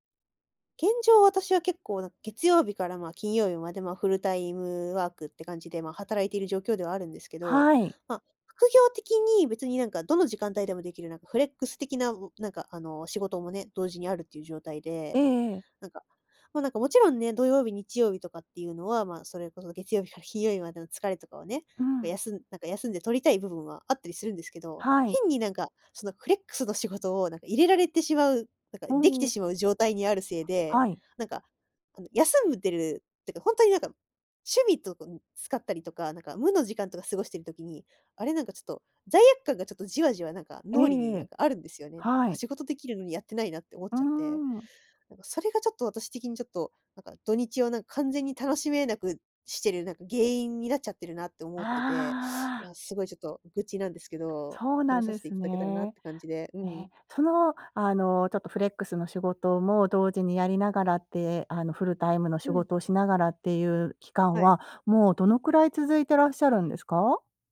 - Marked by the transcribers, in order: in English: "フルタイム"
- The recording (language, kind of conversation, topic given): Japanese, advice, 休みの日でも仕事のことが頭から離れないのはなぜですか？